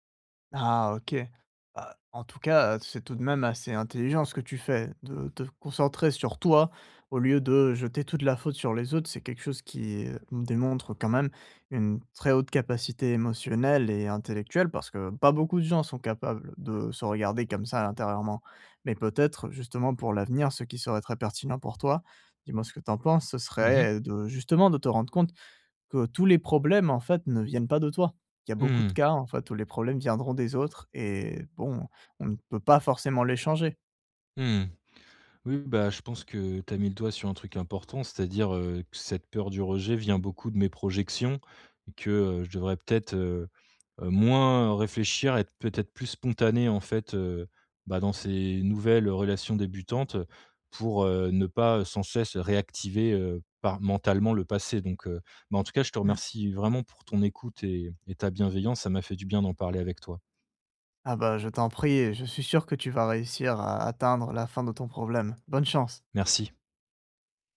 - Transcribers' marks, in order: stressed: "toi"; other background noise
- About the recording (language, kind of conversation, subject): French, advice, Comment puis-je initier de nouvelles relations sans avoir peur d’être rejeté ?